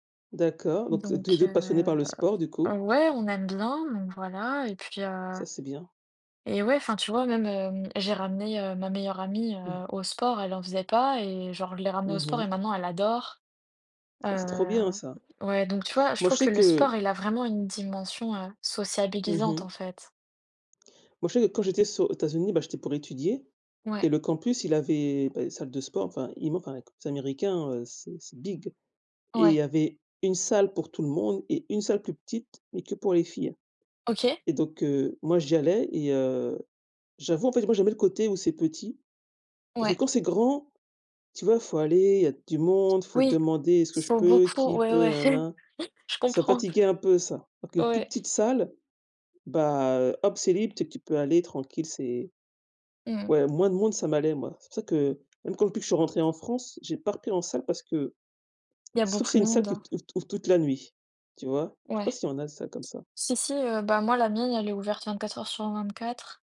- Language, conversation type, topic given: French, unstructured, Quels sont vos sports préférés et qu’est-ce qui vous attire dans chacun d’eux ?
- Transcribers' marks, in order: other noise; tapping; stressed: "adore"; in English: "big"; other background noise; chuckle